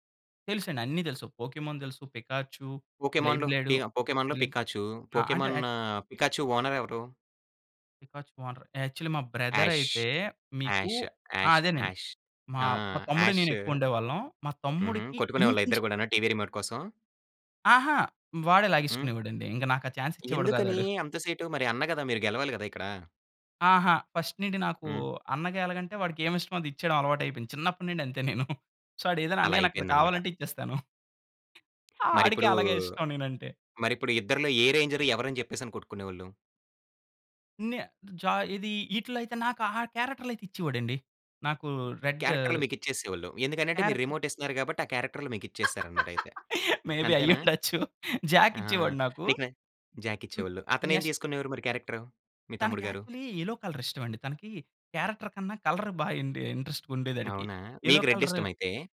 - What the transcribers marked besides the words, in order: in English: "ఓనర్"; in English: "ఓనర్ యాక్చువలీ"; in English: "యాష్ యాష్ యాష్ యాష్"; tapping; in English: "బ్రదర్"; in English: "యాష్"; in English: "రిమోట్"; other background noise; in English: "చాన్స్"; in English: "ఫస్ట్"; chuckle; in English: "సో"; in English: "రేంజర్"; in English: "రెడ్"; in English: "క్యారెక్టర్"; in English: "రిమోట్"; laughing while speaking: "మేబీ అయ్యుండొచ్చు"; in English: "జాక్"; in English: "జాక్"; in English: "నెక్స్ట్"; in English: "క్యారెక్టర్"; in English: "యాక్చువలీ యెల్లో కలర్"; in English: "క్యారెక్టర్"; in English: "కలర్"; in English: "ఇంట్రెస్ట్‌గా"; in English: "రెడ్"; in English: "యెల్లో కలర్"
- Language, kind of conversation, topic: Telugu, podcast, నీ చిన్నప్పట్లో నువ్వు చూస్తూ పెరిగిన టీవీ కార్యక్రమం గురించి చెప్పగలవా?